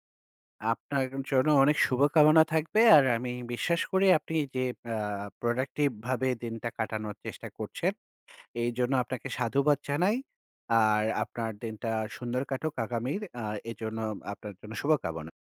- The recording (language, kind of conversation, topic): Bengali, advice, সকালে ওঠার রুটিন বজায় রাখতে অনুপ্রেরণা নেই
- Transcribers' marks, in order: none